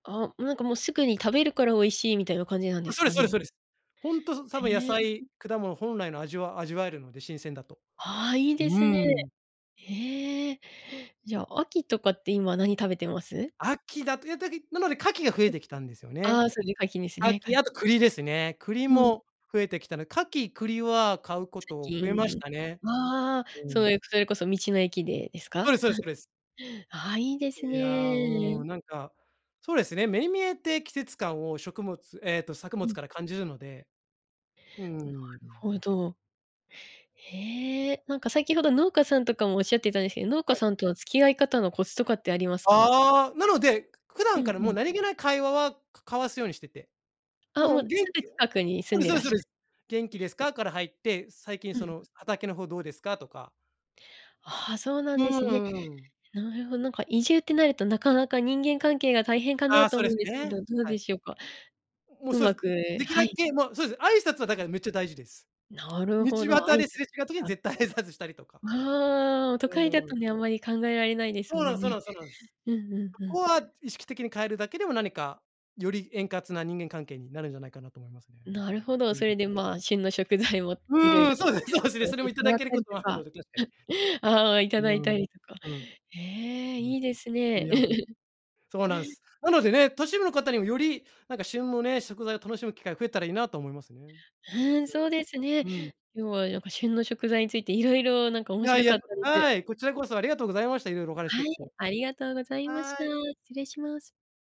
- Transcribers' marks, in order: other background noise; unintelligible speech; chuckle; laughing while speaking: "絶対挨拶したりとか"; laughing while speaking: "食材も"; laughing while speaking: "そうです そうですね"; chuckle; chuckle
- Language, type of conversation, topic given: Japanese, podcast, 季節の食材をどう楽しんでる？